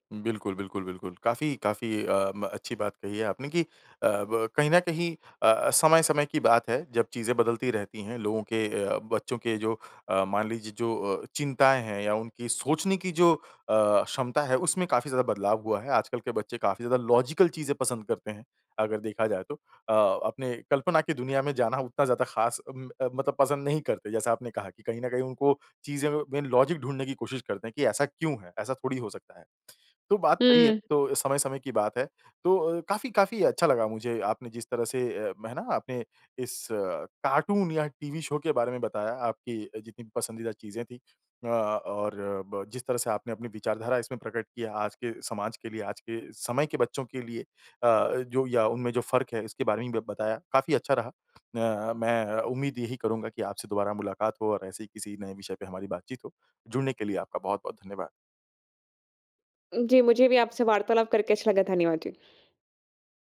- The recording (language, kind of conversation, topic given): Hindi, podcast, बचपन में आपको कौन-सा कार्टून या टेलीविज़न कार्यक्रम सबसे ज़्यादा पसंद था?
- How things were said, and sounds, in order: in English: "लॉजिकल"; in English: "लॉजिक"